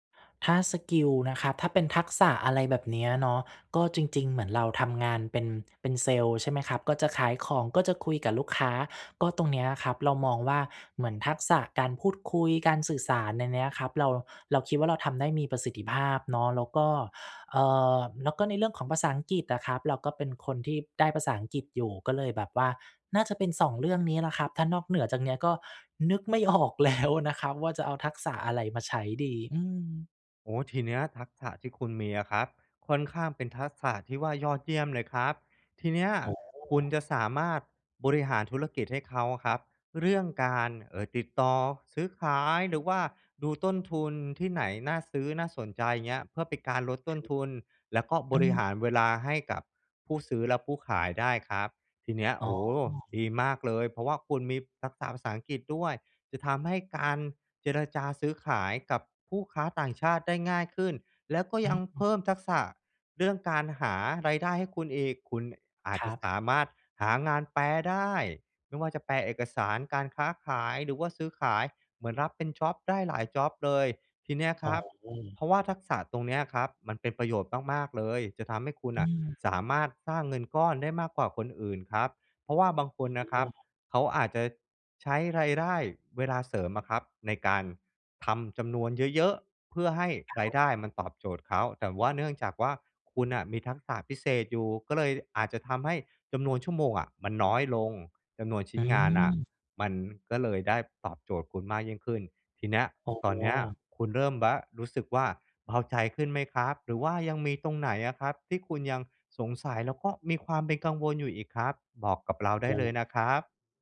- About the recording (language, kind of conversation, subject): Thai, advice, ฉันควรจัดงบรายเดือนอย่างไรเพื่อให้ลดหนี้ได้อย่างต่อเนื่อง?
- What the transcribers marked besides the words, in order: laughing while speaking: "ออกแล้ว"; other background noise